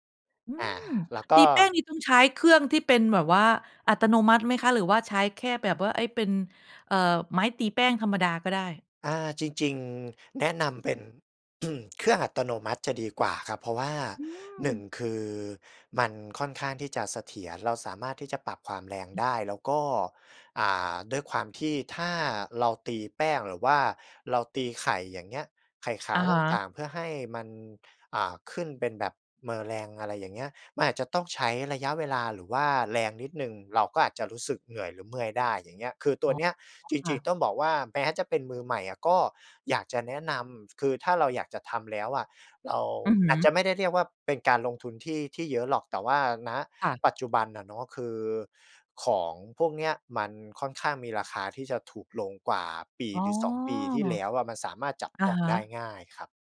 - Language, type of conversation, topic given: Thai, podcast, มีเคล็ดลับอะไรบ้างสำหรับคนที่เพิ่งเริ่มต้น?
- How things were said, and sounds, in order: throat clearing